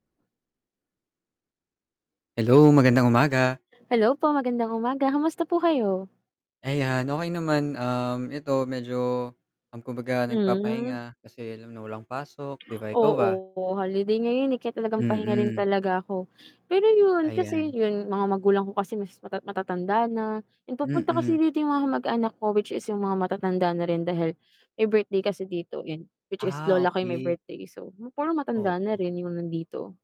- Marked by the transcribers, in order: static; mechanical hum; distorted speech
- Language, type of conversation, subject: Filipino, unstructured, Paano mo ipinapakita ang respeto sa ibang tao, ano ang kahulugan ng pagiging tapat para sa iyo, paano mo hinaharap ang mga pagkakamali mo, at ano ang paniniwala mo tungkol sa kapatawaran?